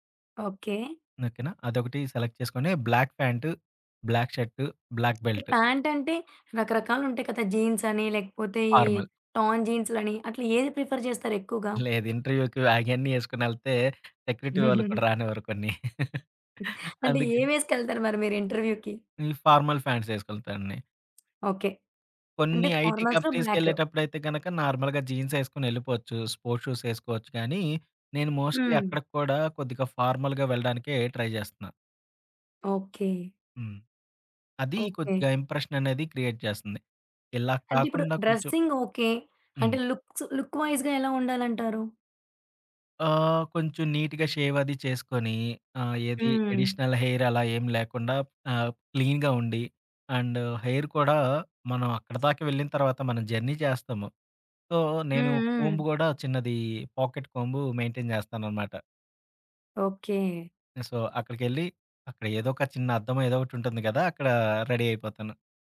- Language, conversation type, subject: Telugu, podcast, మొదటి చూపులో మీరు ఎలా కనిపించాలనుకుంటారు?
- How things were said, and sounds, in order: in English: "సెలెక్ట్"; in English: "బ్లాక్"; in English: "బ్లాక్"; in English: "బ్లాక్"; tapping; in English: "జీన్స్"; in English: "టాన్"; in English: "ఫార్మల్"; in English: "ప్రిఫర్"; in English: "ఇంటర్వ్యూ‌కి"; in English: "సెక్యూరిటీ"; giggle; chuckle; in English: "ఇంటర్వ్యూ‌కి?"; in English: "ఫార్మల్"; in English: "ఫార్మల్స్‌లో"; in Ewe: "ఐటీ కంపెనీస్‌కెళ్ళేటప్పుడైతే"; in English: "నార్మల్‌గా జీన్స్"; in English: "స్పోర్ట్స్ షూస్"; in English: "మోస్ట్‌లీ"; in English: "ఫార్మల్‌గా"; in English: "ట్రై"; in English: "ఇంప్రెషన్"; in English: "క్రియేట్"; in English: "డ్రెస్సింగ్"; in English: "లుక్స్ లుక్‌వైస్‌గా"; in English: "నీట్‌గా షేవ్"; in English: "ఎడిషనల్ హెయిర్"; in English: "క్లీన్‌గా"; in English: "అండ్ హెయిర్"; in English: "జర్నీ"; in English: "సో"; in English: "కొంబ్"; in English: "పాకెట్ కొంబ్ మెయి‌న్‌టైన్"; in English: "సో"; in English: "రెడీ"